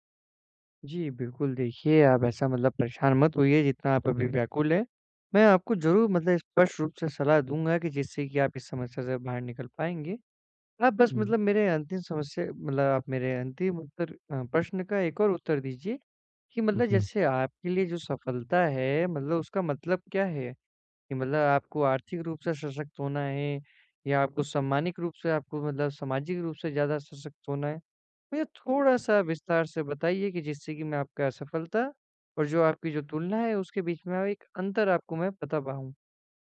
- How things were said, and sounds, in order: none
- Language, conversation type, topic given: Hindi, advice, तुलना और असफलता मेरे शौक और कोशिशों को कैसे प्रभावित करती हैं?